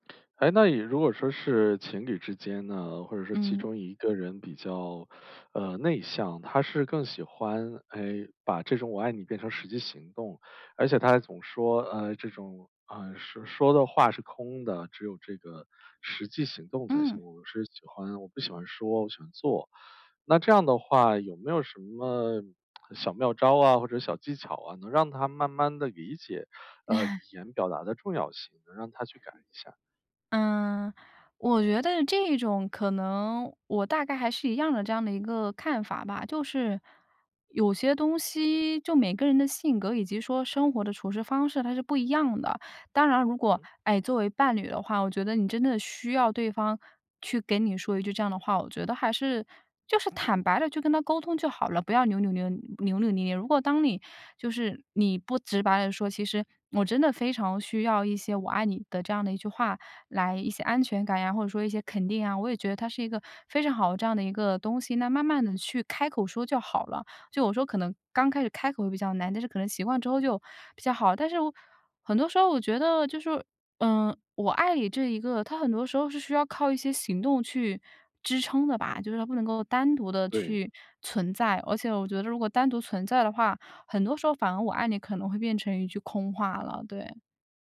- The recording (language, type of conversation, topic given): Chinese, podcast, 只说一句“我爱你”就够了吗，还是不够？
- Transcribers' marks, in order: teeth sucking; laugh; "捏" said as "扭"